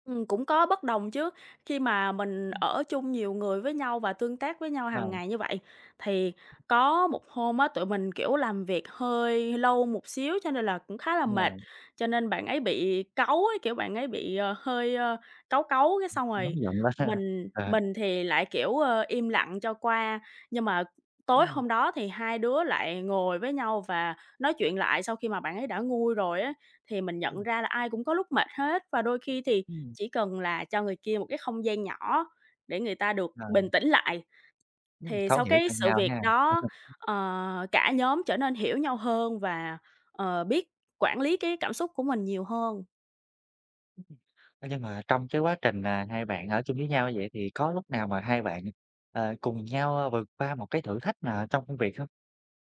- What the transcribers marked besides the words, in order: tapping; other background noise; chuckle
- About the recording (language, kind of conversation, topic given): Vietnamese, podcast, Bạn đã từng gặp một người hoàn toàn xa lạ rồi sau đó trở thành bạn thân với họ chưa?